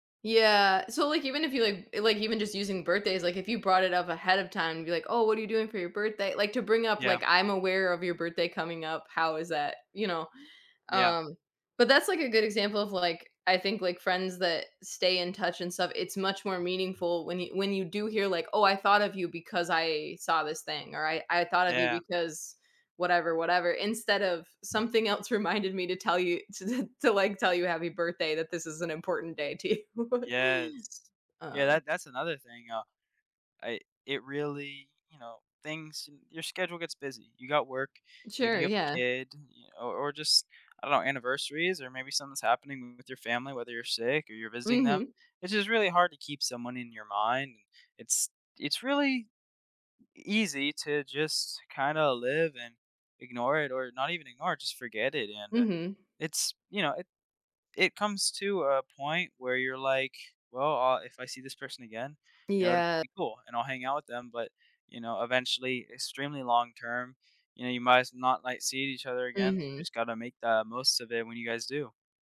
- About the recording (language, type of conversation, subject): English, unstructured, What helps friendships stay strong when you can't see each other often?
- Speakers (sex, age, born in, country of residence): female, 40-44, United States, United States; male, 18-19, United States, United States
- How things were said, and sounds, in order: other background noise; laughing while speaking: "reminded"; laughing while speaking: "to"; laughing while speaking: "you"; tapping